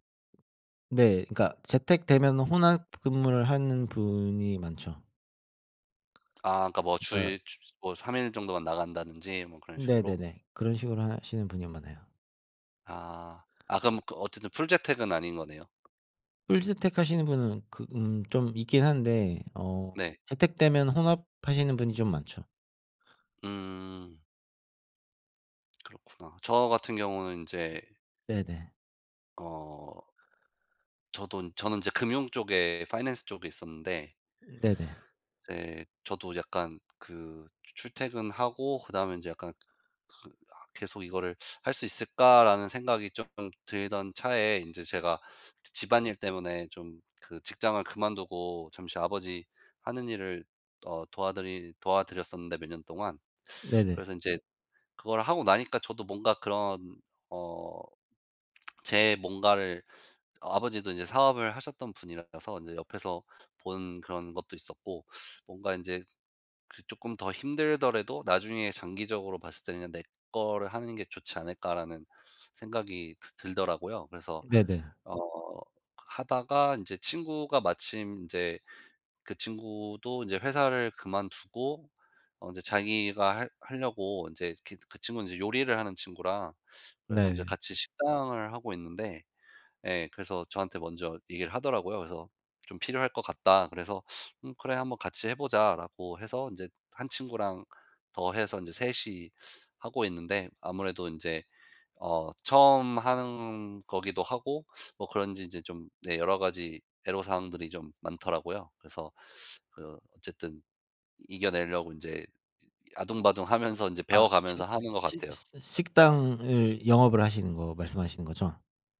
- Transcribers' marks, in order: tapping; other background noise; lip smack
- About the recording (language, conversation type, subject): Korean, unstructured, 당신이 이루고 싶은 가장 큰 목표는 무엇인가요?